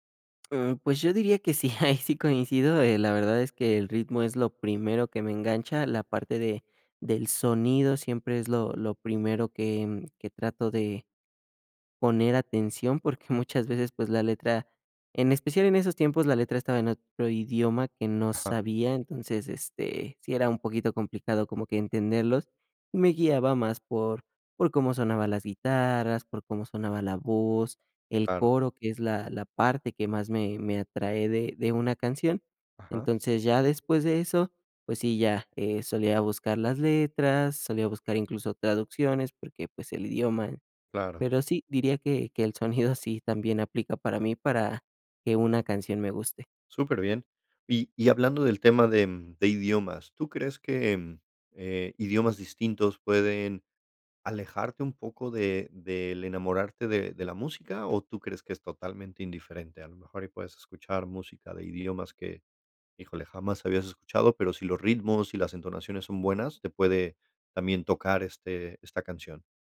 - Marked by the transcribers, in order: other background noise; laughing while speaking: "ahí"
- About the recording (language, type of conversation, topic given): Spanish, podcast, ¿Cuál es tu canción favorita y por qué te conmueve tanto?